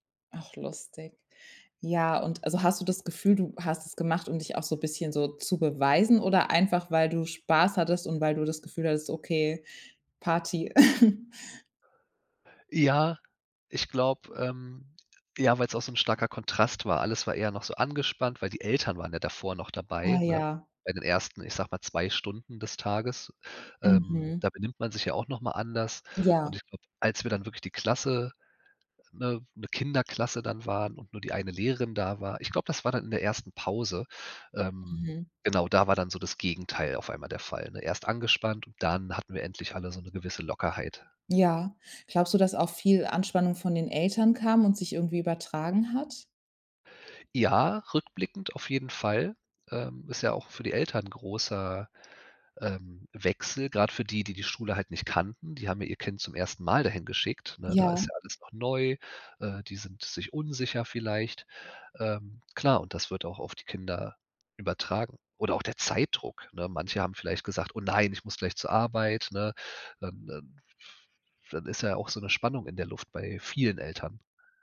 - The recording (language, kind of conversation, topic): German, podcast, Kannst du von deinem ersten Schultag erzählen?
- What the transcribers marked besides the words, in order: chuckle